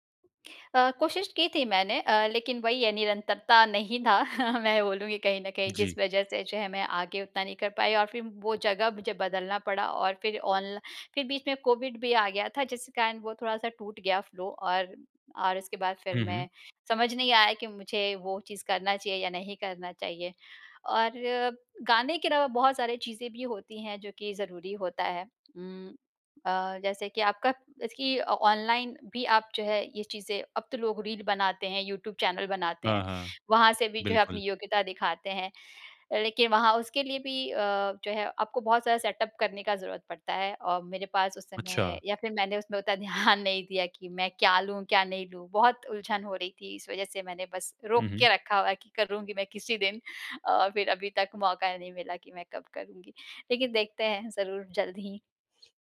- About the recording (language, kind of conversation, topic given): Hindi, podcast, आप कैसे पहचानते हैं कि आप गहरे फ्लो में हैं?
- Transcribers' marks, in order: chuckle; tapping; in English: "फ़्लो"; in English: "सेटअप"; laughing while speaking: "ध्यान"; other background noise